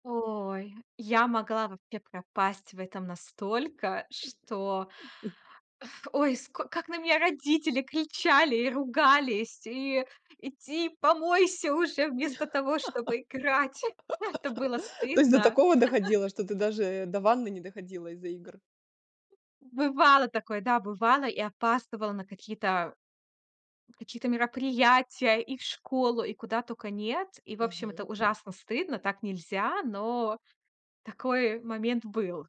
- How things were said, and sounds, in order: laugh; sigh; laugh; laugh; other background noise; tapping
- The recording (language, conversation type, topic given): Russian, podcast, В каких играх ты можешь потеряться на несколько часов подряд?